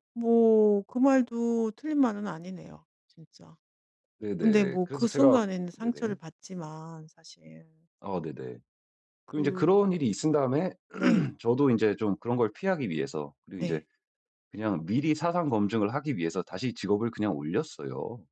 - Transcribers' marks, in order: throat clearing
- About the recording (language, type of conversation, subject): Korean, advice, 첫 데이트에서 상대가 제 취향을 비판해 당황했을 때 어떻게 대응해야 하나요?